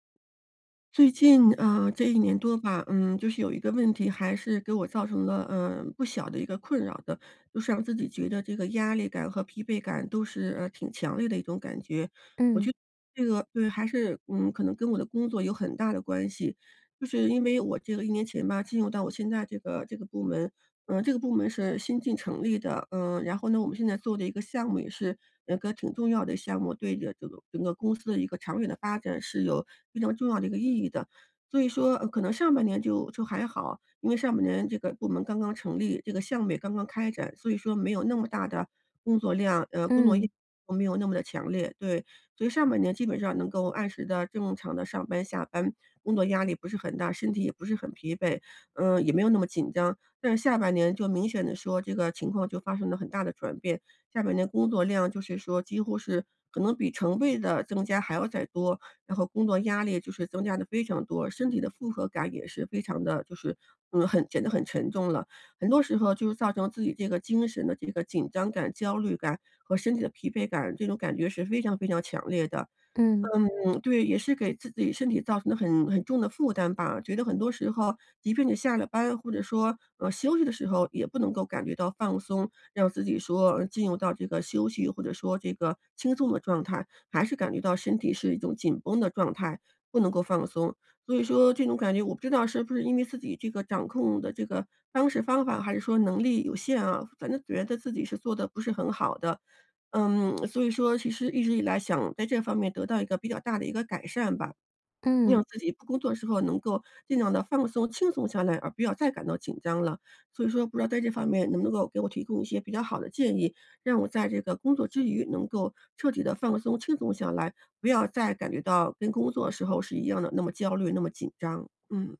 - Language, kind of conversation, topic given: Chinese, advice, 我怎样才能马上减轻身体的紧张感？
- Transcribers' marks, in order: unintelligible speech; tsk